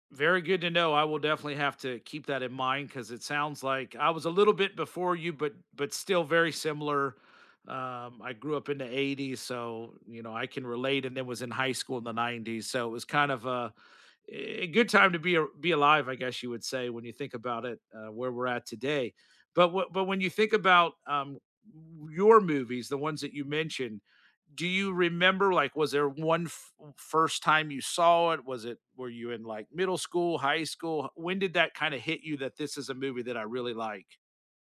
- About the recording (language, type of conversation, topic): English, unstructured, Which comfort movies do you keep rewatching, why do they still feel timeless to you, and who do you share them with?
- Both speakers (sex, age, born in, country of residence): male, 35-39, United States, United States; male, 50-54, United States, United States
- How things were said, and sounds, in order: none